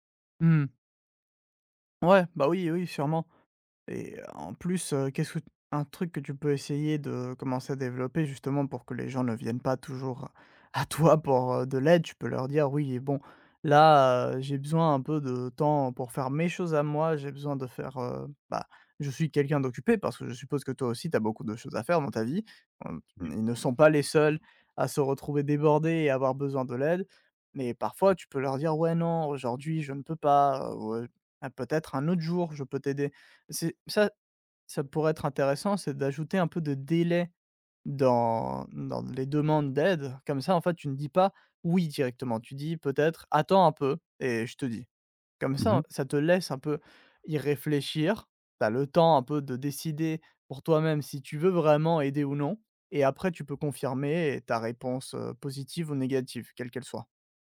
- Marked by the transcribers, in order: stressed: "à toi"; stressed: "mes"; stressed: "délai"
- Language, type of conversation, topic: French, advice, Comment puis-je apprendre à dire non et à poser des limites personnelles ?